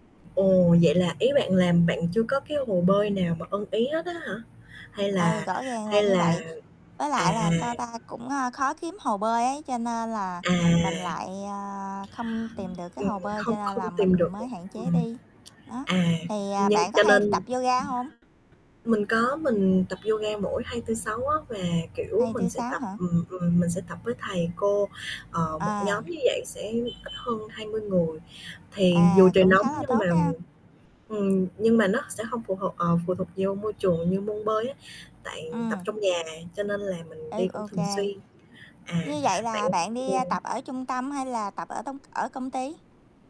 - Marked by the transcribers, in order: static; tapping; other background noise; distorted speech; horn
- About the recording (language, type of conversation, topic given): Vietnamese, unstructured, Bạn thích môn thể thao nào nhất và vì sao?